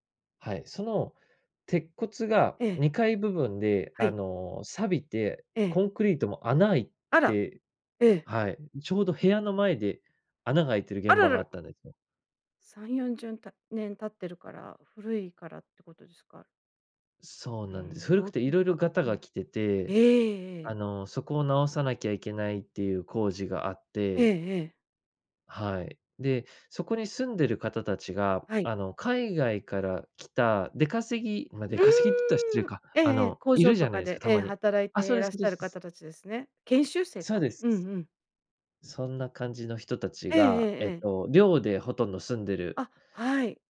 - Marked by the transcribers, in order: none
- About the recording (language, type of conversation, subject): Japanese, podcast, 最近、自分について新しく気づいたことはありますか？